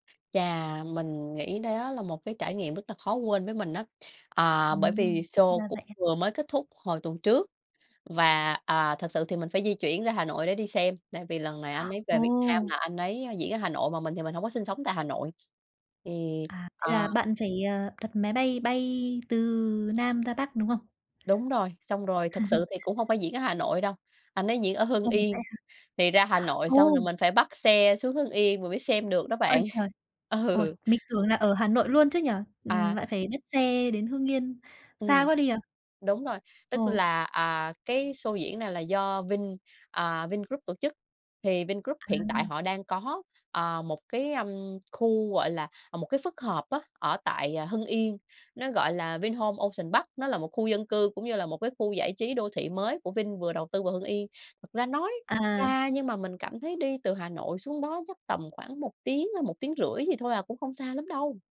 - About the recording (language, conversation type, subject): Vietnamese, podcast, Điều gì khiến bạn mê nhất khi xem một chương trình biểu diễn trực tiếp?
- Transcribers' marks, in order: tapping; chuckle; laughing while speaking: "ừ"